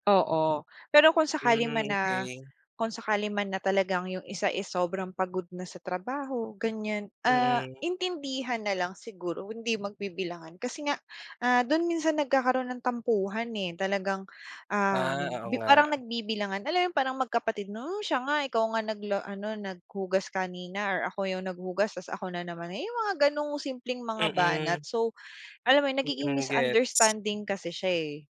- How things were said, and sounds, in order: other background noise; tapping
- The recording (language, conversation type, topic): Filipino, podcast, Paano ninyo pinapangalagaan ang relasyon ninyong mag-asawa?